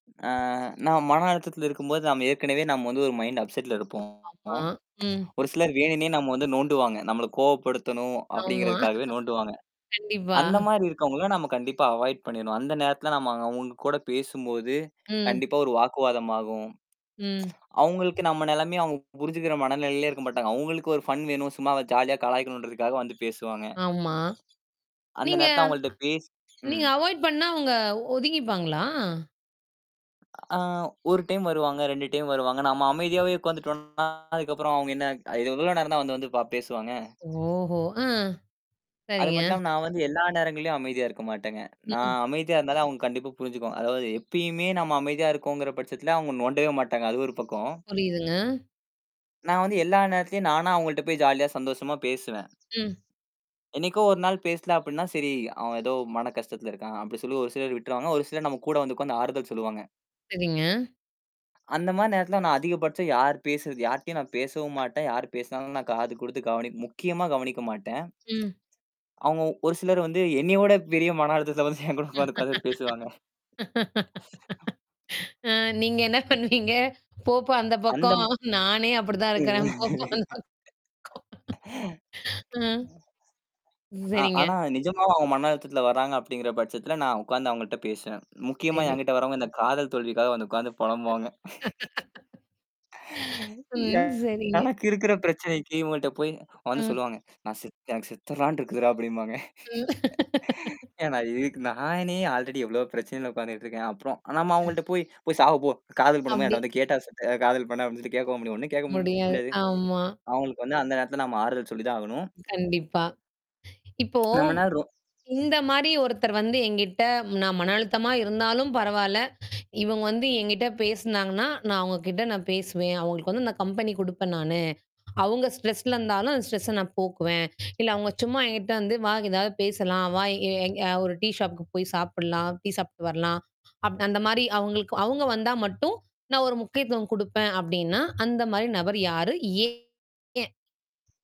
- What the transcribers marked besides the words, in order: mechanical hum; tapping; in English: "மைண்ட் அப்செட்ல"; distorted speech; laugh; in English: "அவாய்ட்"; tsk; other noise; laugh; in English: "அவாய்ட்"; static; laugh; laughing while speaking: "நீங்க என்ன பண்ணுவீங்க? போப்பா அந்தப் … பக்கம் ஆ, சரிங்க"; laughing while speaking: "என்கிட்ட வந்து உட்கார்ந்து பேசுவாங்க"; laugh; laugh; other background noise; laugh; laugh; laugh; in English: "ஸ்ட்ரெஸ்ல"; in English: "ஸ்ட்ரெஸ்ஸ"; in English: "டீ ஷாப்க்கு"
- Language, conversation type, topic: Tamil, podcast, நீங்கள் மன அழுத்தத்தில் இருக்கும் போது, மற்றவர் பேச விரும்பினால் என்ன செய்வீர்கள்?